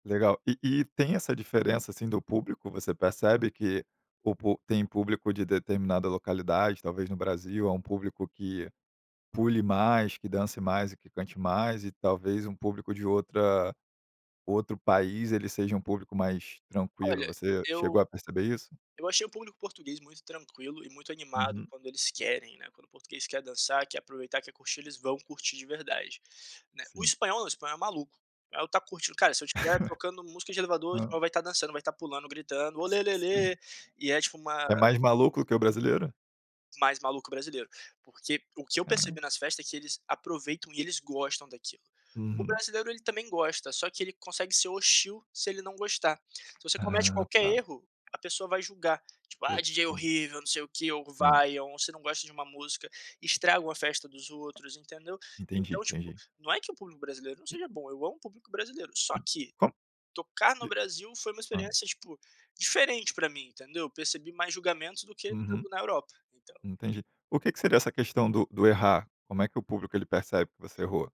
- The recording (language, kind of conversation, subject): Portuguese, podcast, Como você entra na zona quando está praticando seu hobby favorito?
- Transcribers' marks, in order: singing: "olelele"